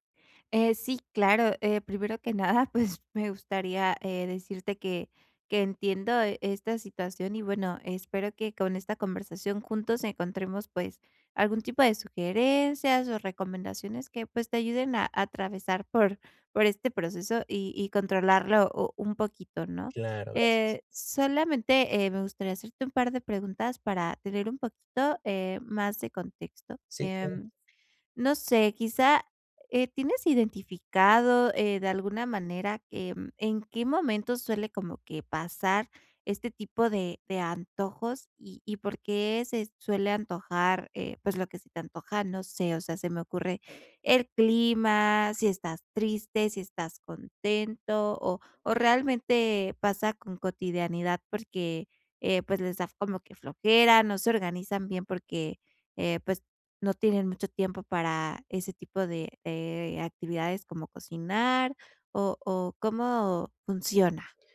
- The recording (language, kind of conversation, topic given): Spanish, advice, ¿Cómo puedo controlar los antojos y comer menos por emociones?
- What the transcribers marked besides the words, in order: none